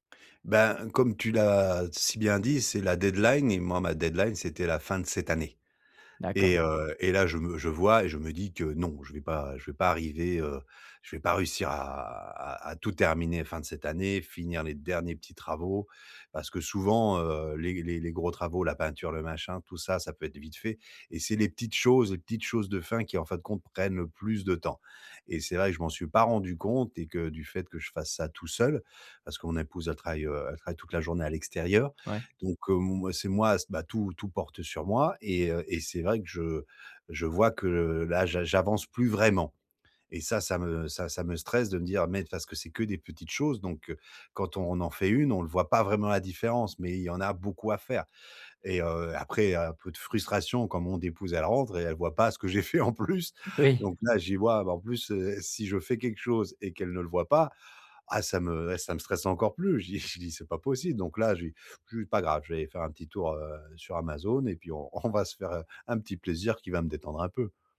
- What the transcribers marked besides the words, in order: laughing while speaking: "ce que j'ai fait en plus"; chuckle; chuckle
- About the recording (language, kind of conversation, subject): French, advice, Comment arrêter de dépenser de façon impulsive quand je suis stressé ?